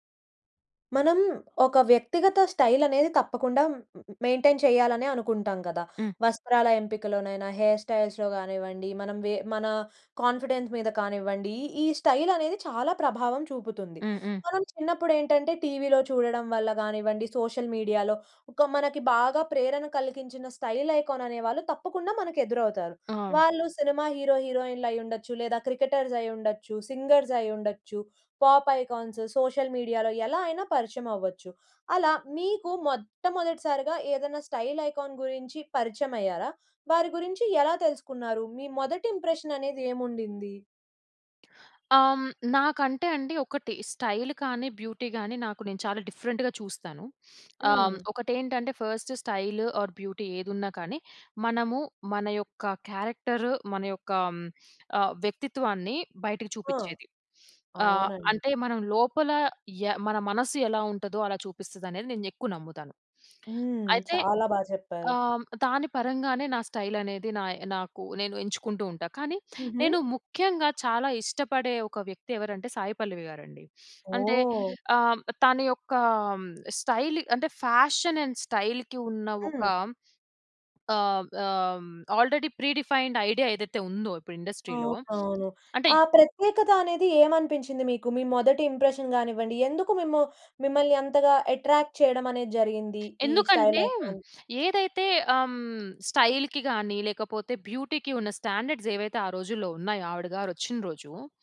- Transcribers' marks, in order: in English: "స్టైల్"; in English: "మెయింటైన్"; in English: "హెయిర్ స్టైల్స్‌లో"; in English: "కాన్ఫిడెన్స్"; in English: "స్టైల్"; in English: "సోషల్ మీడియాలో"; in English: "స్టైల్ ఐకాన్"; in English: "హీరో"; in English: "క్రికెటర్స్"; in English: "సింగర్స్"; in English: "పాప్ ఐకాన్స్, సోషల్ మీడియాలో"; in English: "స్టైల్ ఐకాన్"; in English: "ఇంప్రెషన్"; in English: "స్టైల్"; in English: "బ్యూటీ"; in English: "డిఫరెంట్‌గా"; sniff; other background noise; in English: "ఫస్ట్ స్టైల్ ఆర్ బ్యూటీ"; in English: "క్యారెక్టర్"; in English: "స్టైల్"; sniff; in English: "స్టైల్"; in English: "ఫ్యాషన్ అండ్ స్టైల్‌కి"; in English: "ఆల్రెడీ ప్రీ డిఫైన్డ్ ఐడియా"; in English: "ఇండస్ట్రీ‌లో"; in English: "ఇంప్రెషన్"; in English: "అట్రాక్ట్"; in English: "స్టైల్ ఐకాన్?"; in English: "స్టైల్‌కి"; in English: "బ్యూటీకి"; in English: "స్టాండర్స్"; tapping
- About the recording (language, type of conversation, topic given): Telugu, podcast, మీ శైలికి ప్రేరణనిచ్చే వ్యక్తి ఎవరు?